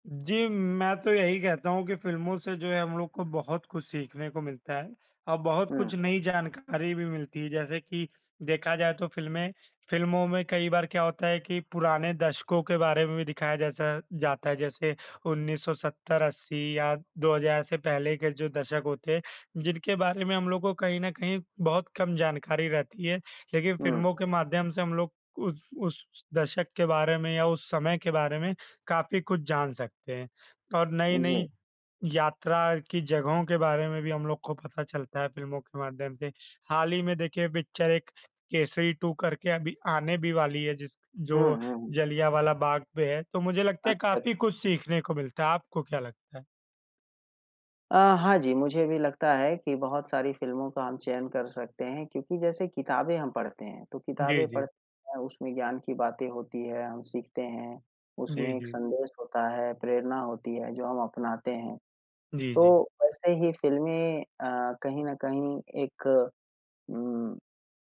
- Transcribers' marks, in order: tapping
- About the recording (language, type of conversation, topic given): Hindi, unstructured, क्या किसी फिल्म ने आपके यात्रा करने के सपनों को प्रेरित किया है?